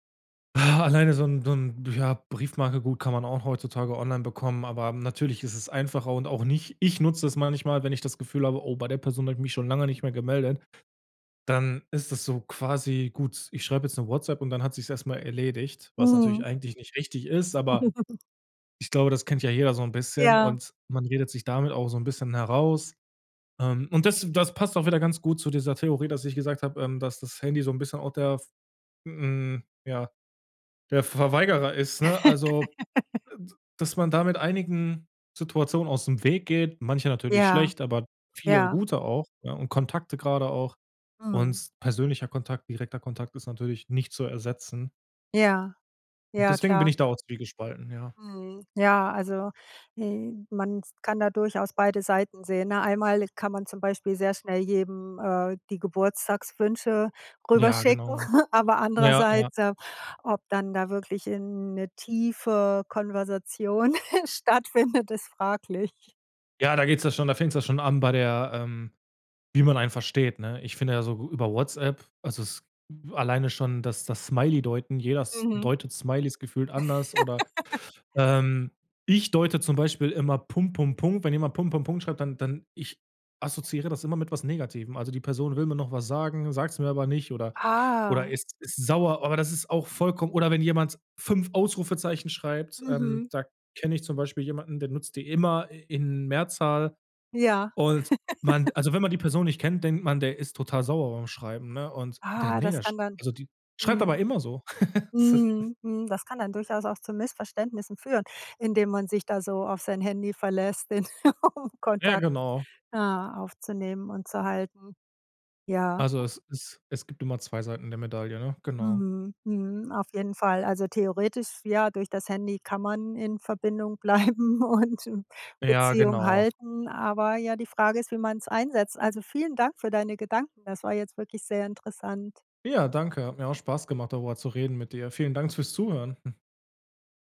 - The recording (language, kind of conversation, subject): German, podcast, Wie beeinflusst dein Handy deine Beziehungen im Alltag?
- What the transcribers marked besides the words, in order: groan; giggle; laugh; giggle; drawn out: "tiefe"; giggle; laughing while speaking: "stattfindet"; laugh; stressed: "ich"; other background noise; surprised: "Ah"; giggle; giggle; giggle; other noise; laughing while speaking: "bleiben und"; chuckle